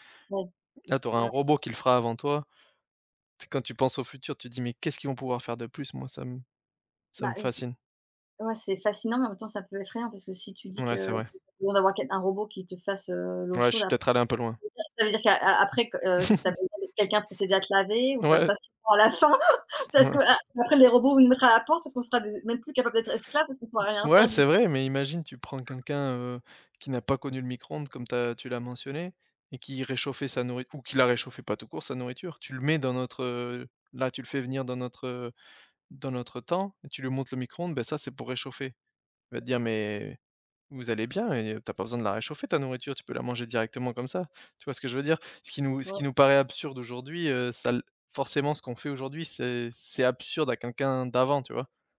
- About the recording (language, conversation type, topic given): French, unstructured, Quelle invention historique vous semble la plus importante aujourd’hui ?
- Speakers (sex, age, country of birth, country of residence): female, 40-44, France, Ireland; male, 30-34, France, Romania
- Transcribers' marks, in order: other background noise; unintelligible speech; chuckle; laughing while speaking: "Ouais"; chuckle; laughing while speaking: "Mouais"